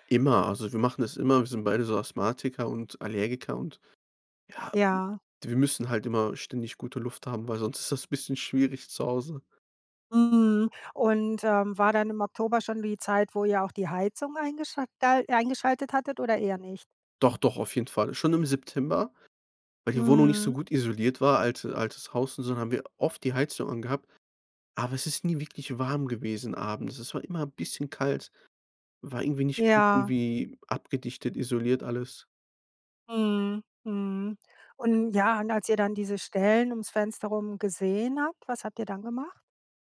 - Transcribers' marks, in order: other noise
- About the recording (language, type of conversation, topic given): German, podcast, Wann hat ein Umzug dein Leben unerwartet verändert?